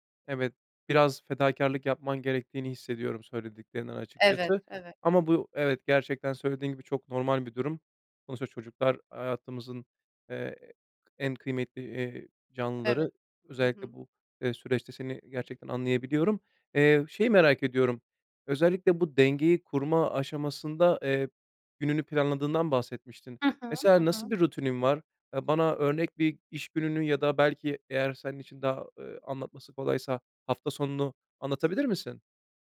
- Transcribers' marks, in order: none
- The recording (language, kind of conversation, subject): Turkish, podcast, İş ve özel hayat dengesini nasıl kuruyorsun?